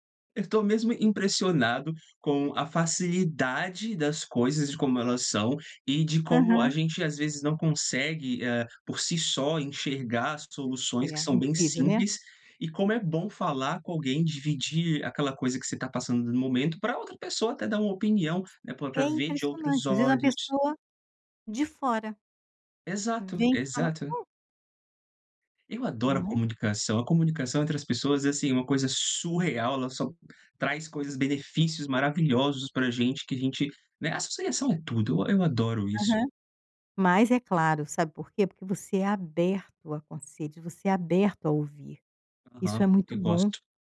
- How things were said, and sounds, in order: tapping
- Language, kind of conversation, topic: Portuguese, advice, Como lidar com a culpa por não conseguir seguir suas metas de bem-estar?